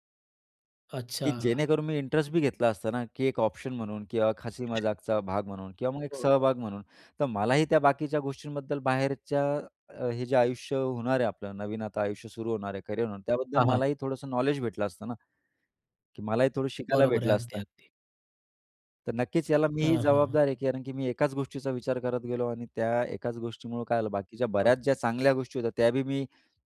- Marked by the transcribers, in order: other background noise
- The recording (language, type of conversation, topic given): Marathi, podcast, तुमच्या आयुष्यातलं सर्वात मोठं अपयश काय होतं आणि त्यातून तुम्ही काय शिकलात?